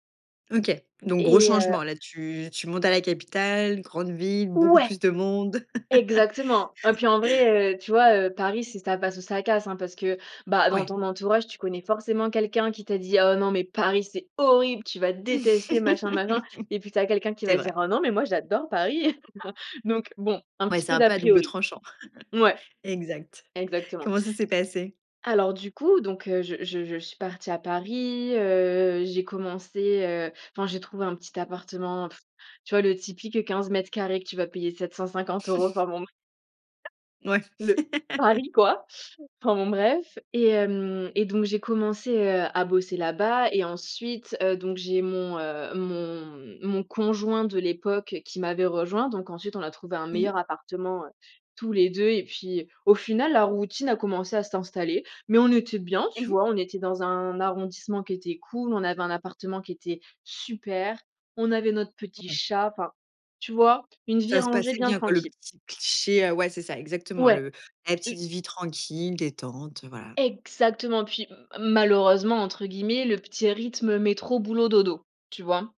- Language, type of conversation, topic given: French, podcast, Quand as-tu pris un risque qui a fini par payer ?
- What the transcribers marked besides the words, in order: laugh; other background noise; stressed: "horrible"; laugh; stressed: "détester"; chuckle; chuckle; unintelligible speech; laugh; stressed: "super"